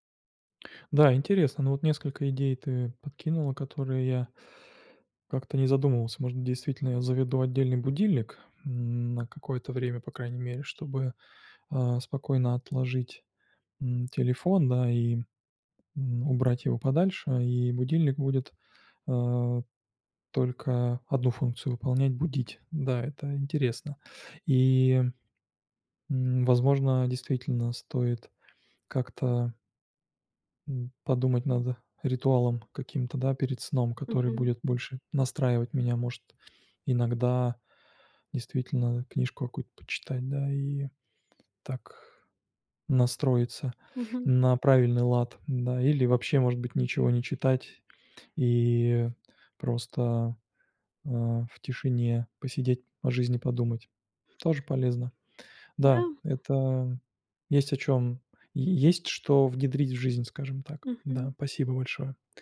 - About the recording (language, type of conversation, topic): Russian, advice, Как мне проще выработать стабильный режим сна?
- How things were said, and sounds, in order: tapping; other background noise